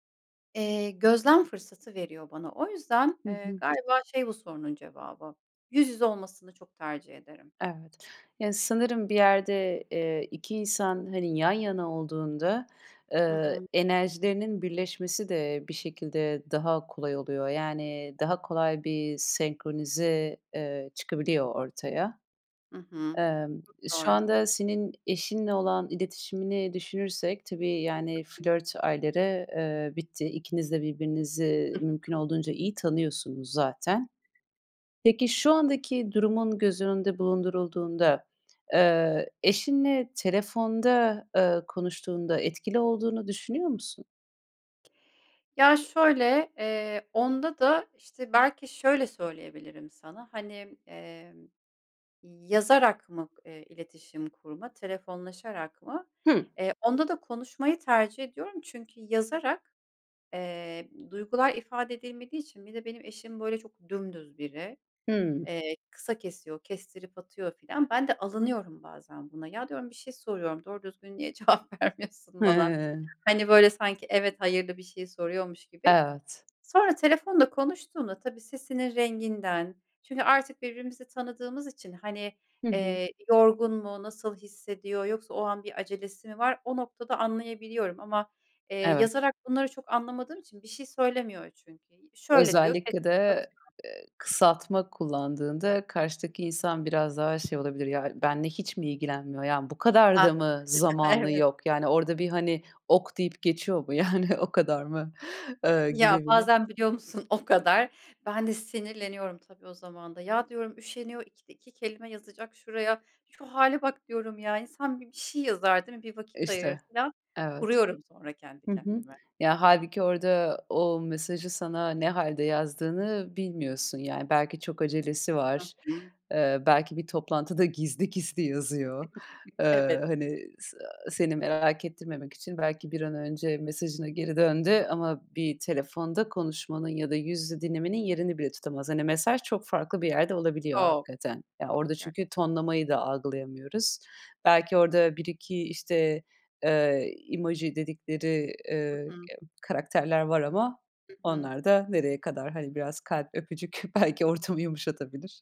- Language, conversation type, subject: Turkish, podcast, Telefonda dinlemekle yüz yüze dinlemek arasında ne fark var?
- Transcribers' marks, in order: other background noise; tapping; unintelligible speech; laughing while speaking: "cevap vermiyorsun"; chuckle; laughing while speaking: "Yani"; laughing while speaking: "o"; laughing while speaking: "gizli gizli yazıyor"; chuckle; laughing while speaking: "öpücük"